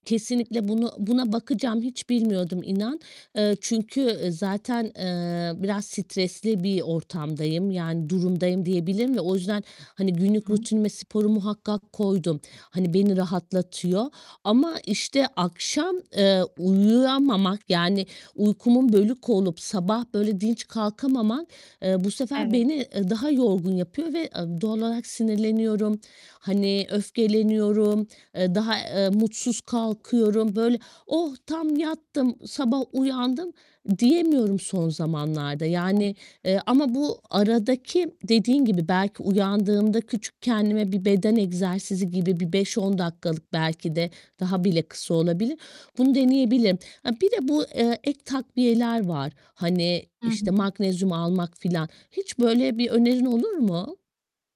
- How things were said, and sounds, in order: distorted speech; static; tapping; other background noise
- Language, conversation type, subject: Turkish, advice, Düzenli bir uyku rutini oluşturmakta zorlanıyorum; her gece farklı saatlerde uyuyorum, ne yapmalıyım?
- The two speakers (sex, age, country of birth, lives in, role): female, 30-34, Turkey, Spain, advisor; female, 40-44, Turkey, Portugal, user